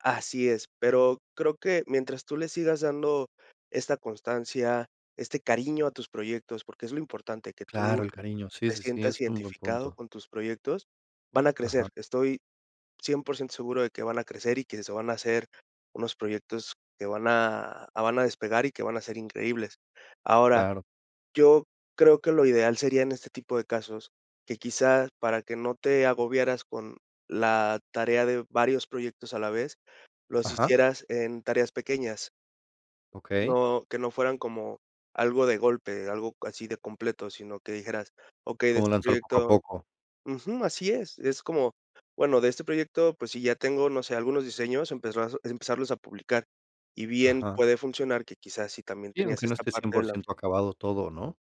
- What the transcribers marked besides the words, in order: none
- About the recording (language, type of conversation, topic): Spanish, advice, ¿Cómo puedo superar el bloqueo de empezar un proyecto creativo por miedo a no hacerlo bien?